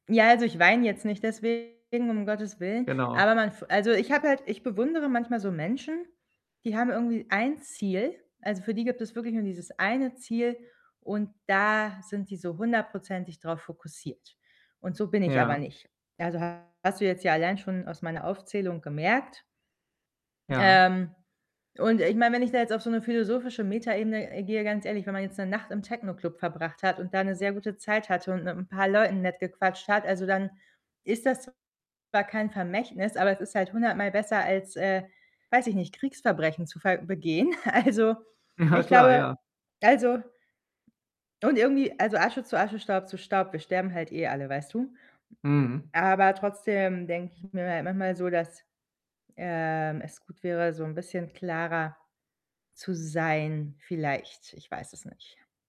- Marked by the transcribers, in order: distorted speech; laughing while speaking: "Ja"; snort; laughing while speaking: "Also"; tapping
- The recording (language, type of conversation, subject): German, advice, Wie möchte ich in Erinnerung bleiben und was gibt meinem Leben Sinn?